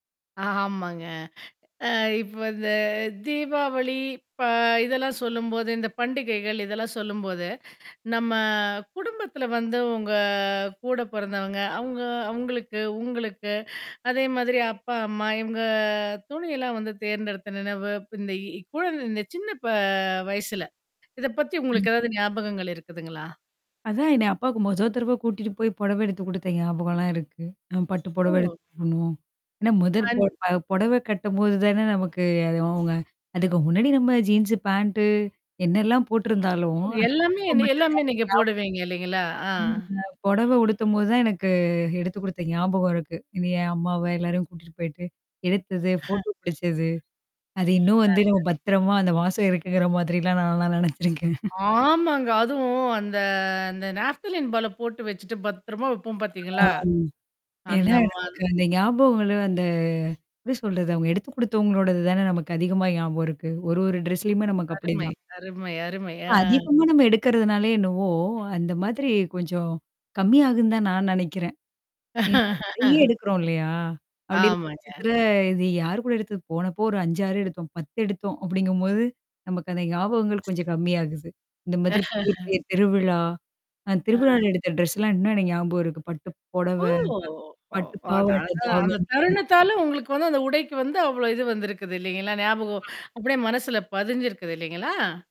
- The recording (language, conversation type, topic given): Tamil, podcast, உங்கள் வாழ்க்கை சம்பவங்களோடு தொடர்புடைய நினைவுகள் உள்ள ஆடைகள் எவை?
- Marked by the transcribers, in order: tapping; static; drawn out: "உங்க"; drawn out: "இவங்க"; other background noise; mechanical hum; distorted speech; unintelligible speech; chuckle; laughing while speaking: "நினச்சிருக்கேன்"; chuckle; drawn out: "ஆமாங்க"; in English: "நாஃப்த்தலின் பால"; drawn out: "ஆ"; in English: "ட்ரெஸ்லயுமே"; laugh; chuckle; in English: "ட்ரெஸ்லாம்"; drawn out: "ஓ!"; horn